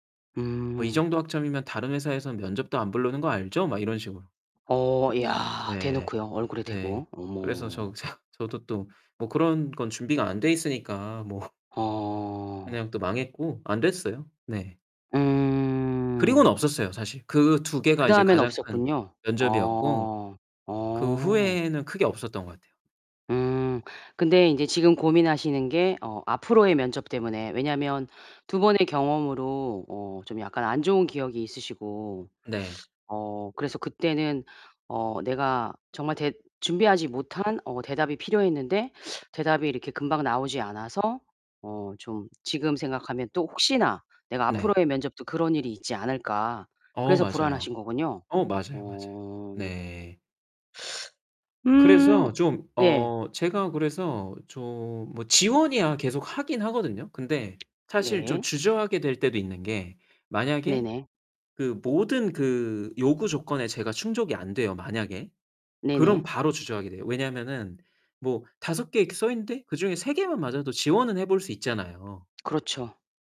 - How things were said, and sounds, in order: laughing while speaking: "저"; laughing while speaking: "뭐"; tapping; teeth sucking; distorted speech
- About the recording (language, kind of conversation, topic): Korean, advice, 면접 불안 때문에 일자리 지원을 주저하시나요?